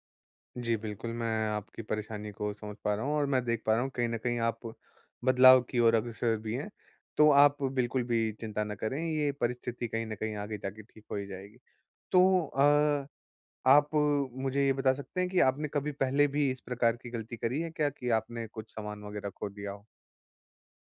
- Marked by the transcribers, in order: none
- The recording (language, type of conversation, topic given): Hindi, advice, गलती की जिम्मेदारी लेकर माफी कैसे माँगूँ और सुधार कैसे करूँ?